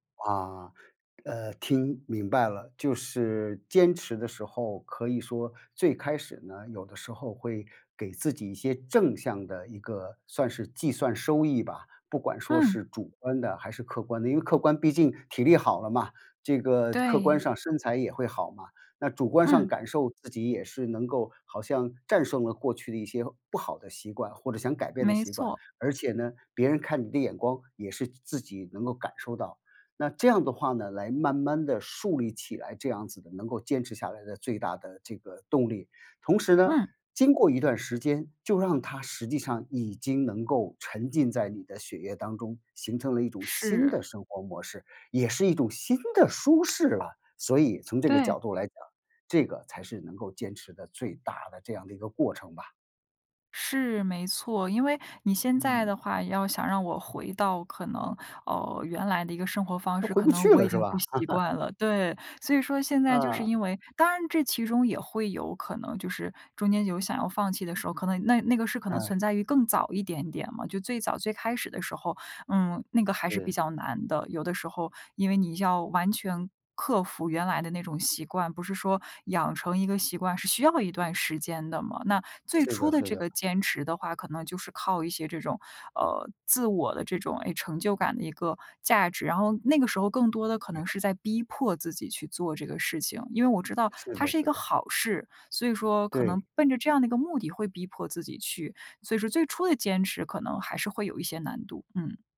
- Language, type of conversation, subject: Chinese, podcast, 你觉得让你坚持下去的最大动力是什么？
- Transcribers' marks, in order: tapping; chuckle; other noise; other background noise